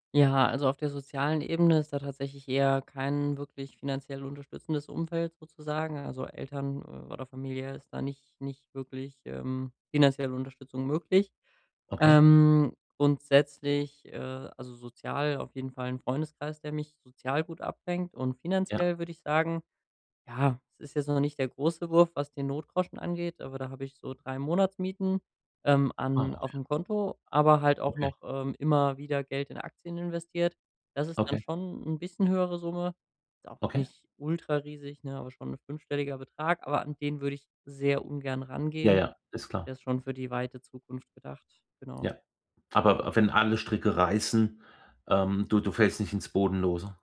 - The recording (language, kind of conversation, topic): German, advice, Wie kann ich finanzielle Sicherheit erreichen, ohne meine berufliche Erfüllung zu verlieren?
- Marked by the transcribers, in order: none